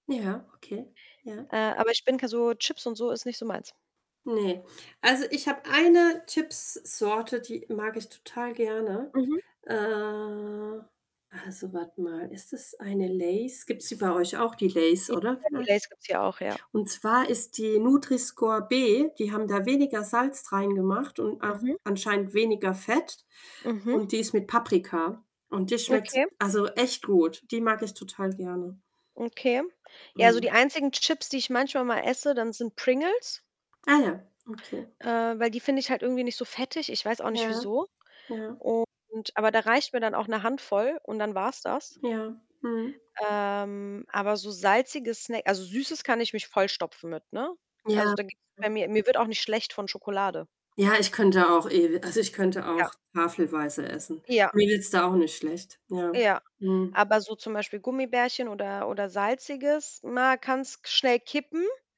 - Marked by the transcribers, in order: static; other background noise; drawn out: "Äh"; distorted speech; "reingemacht" said as "dreingemacht"
- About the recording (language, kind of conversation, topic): German, unstructured, Magst du lieber süße oder salzige Snacks?